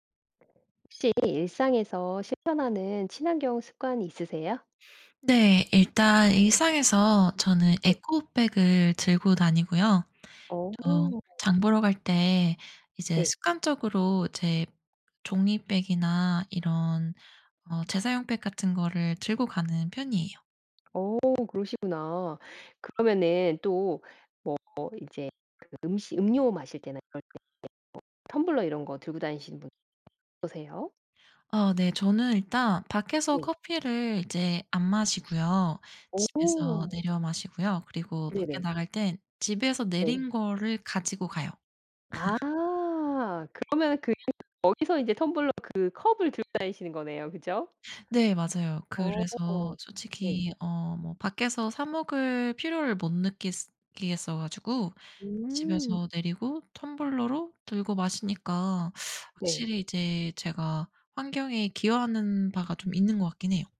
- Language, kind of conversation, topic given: Korean, podcast, 일상에서 실천하는 친환경 습관이 무엇인가요?
- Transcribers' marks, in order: other background noise; tapping; laugh